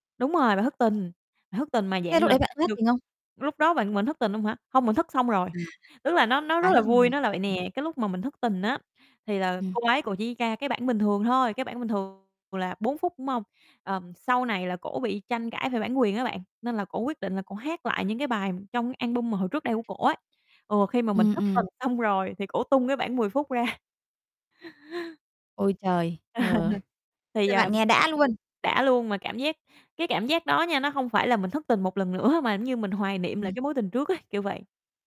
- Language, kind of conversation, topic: Vietnamese, podcast, Bạn thường dựa vào những yếu tố nào để chọn phim hoặc nhạc?
- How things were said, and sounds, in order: static; other background noise; distorted speech; tapping; unintelligible speech; laughing while speaking: "ra"; laugh